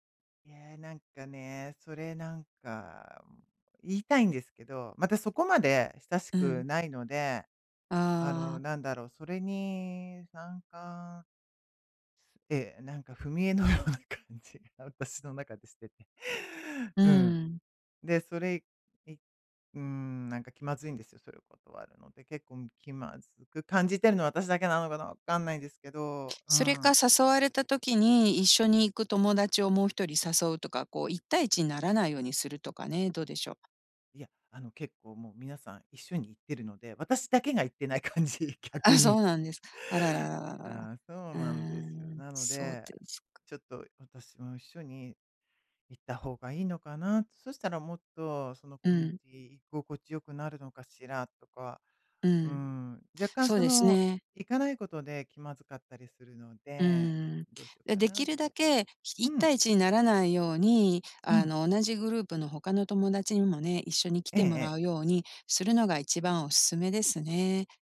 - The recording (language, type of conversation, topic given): Japanese, advice, 友人の集まりで気まずい雰囲気を避けるにはどうすればいいですか？
- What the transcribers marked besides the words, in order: laughing while speaking: "踏み絵のような感じが私の中でしてて"; laughing while speaking: "行ってない感じ、逆に"